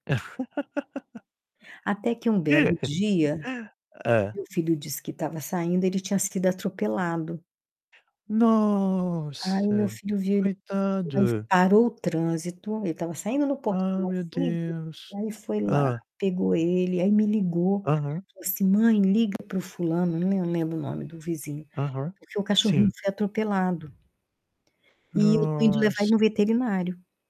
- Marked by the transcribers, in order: laugh; static; distorted speech; tapping; other background noise; unintelligible speech
- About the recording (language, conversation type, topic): Portuguese, unstructured, Como convencer alguém a não abandonar um cachorro ou um gato?